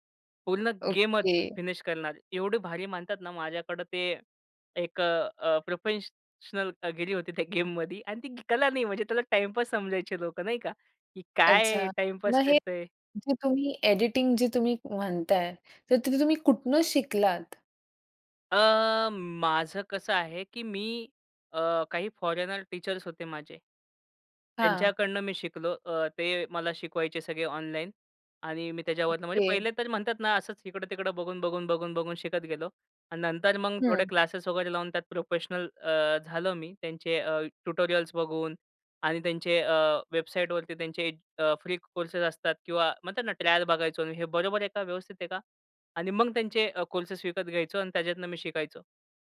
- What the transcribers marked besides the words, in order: laughing while speaking: "त्या गेममध्ये"; in English: "टीचर्स"
- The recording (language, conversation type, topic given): Marathi, podcast, सोशल माध्यमांनी तुमची कला कशी बदलली?